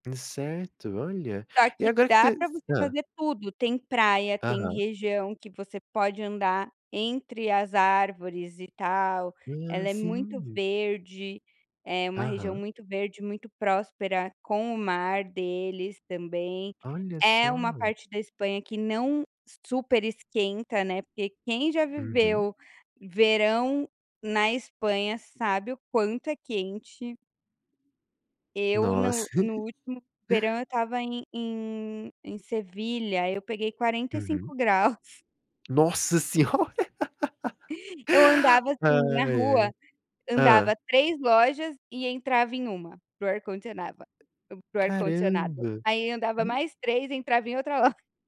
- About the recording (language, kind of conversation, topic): Portuguese, podcast, Qual encontro com a natureza você nunca vai esquecer?
- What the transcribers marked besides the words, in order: tapping; chuckle; laughing while speaking: "Senhora"